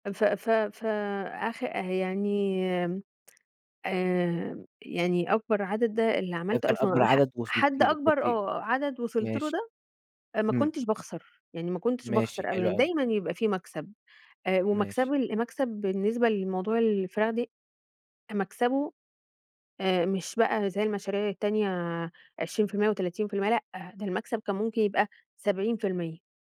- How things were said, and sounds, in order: tapping; unintelligible speech
- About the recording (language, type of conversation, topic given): Arabic, podcast, إيه هو أول مشروع كنت فخور بيه؟